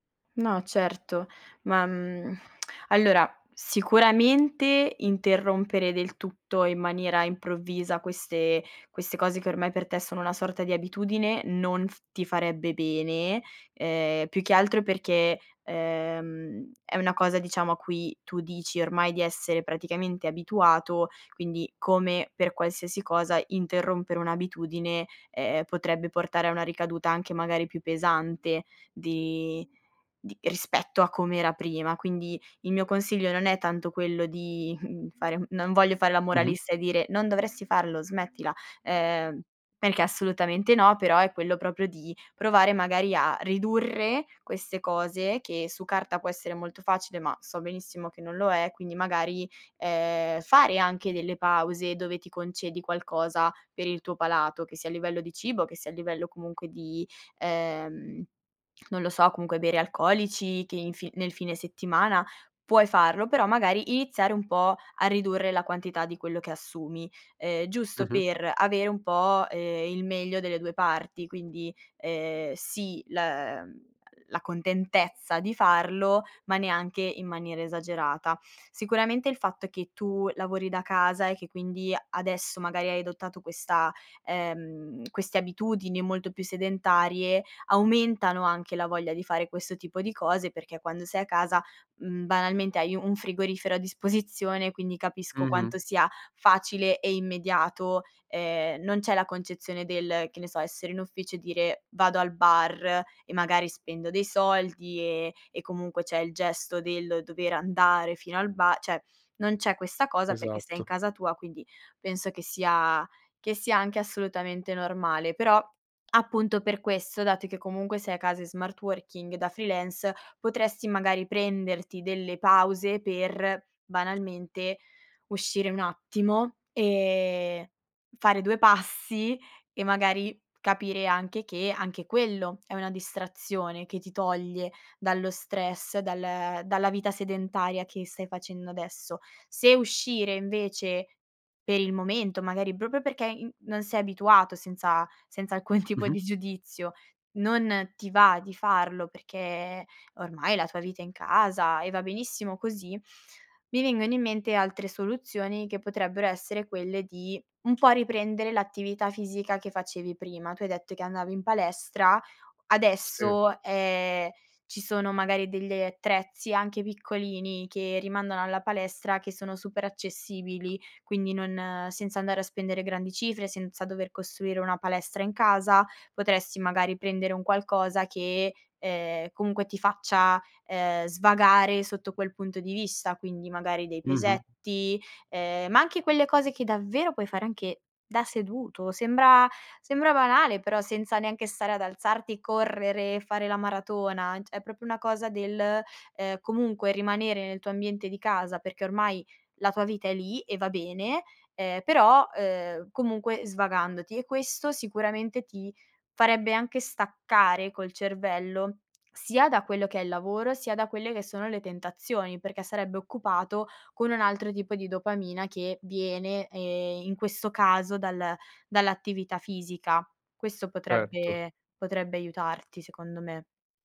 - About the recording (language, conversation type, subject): Italian, advice, Bere o abbuffarsi quando si è stressati
- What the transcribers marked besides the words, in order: sigh; lip smack; "proprio" said as "propio"; laughing while speaking: "disposizione"; "cioè" said as "ceh"; other background noise; "proprio" said as "propio"; laughing while speaking: "alcun"; tapping; "cioè" said as "ceh"; "proprio" said as "propio"